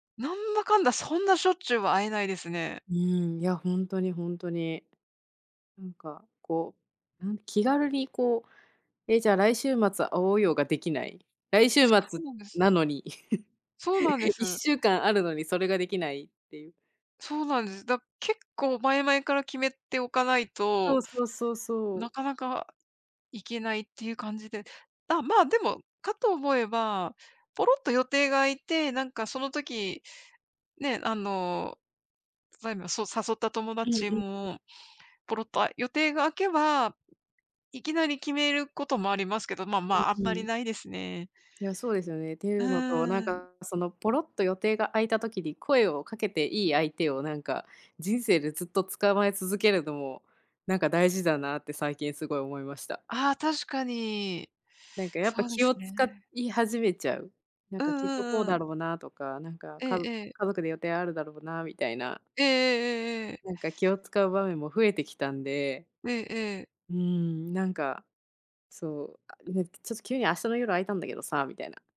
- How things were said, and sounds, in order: other background noise; chuckle; tapping
- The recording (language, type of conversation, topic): Japanese, unstructured, 家族や友達と一緒に過ごすとき、どんな楽しみ方をしていますか？